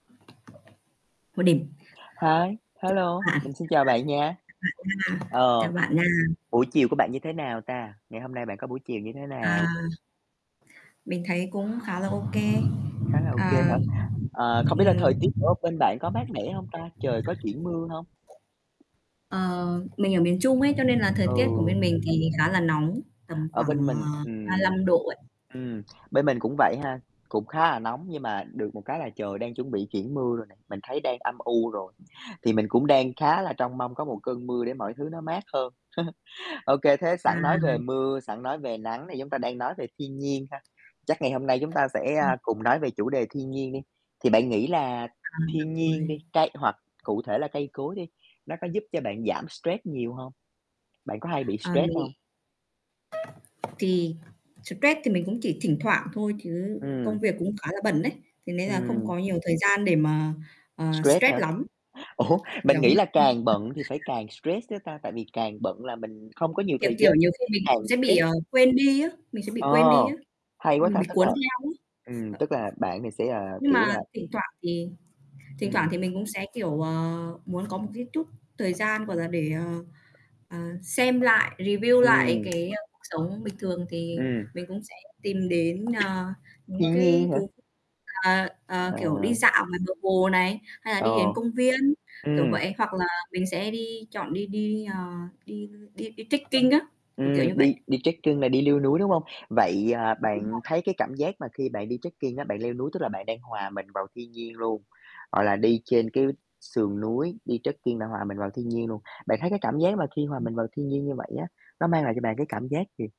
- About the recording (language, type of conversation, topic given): Vietnamese, unstructured, Bạn có thấy thiên nhiên giúp bạn giảm căng thẳng không?
- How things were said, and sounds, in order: tapping; unintelligible speech; static; unintelligible speech; distorted speech; other background noise; chuckle; laughing while speaking: "Ủa"; unintelligible speech; laugh; other noise; in English: "review"; cough; in English: "trekking"; in English: "trekking"; in English: "trekking"; in English: "trekking"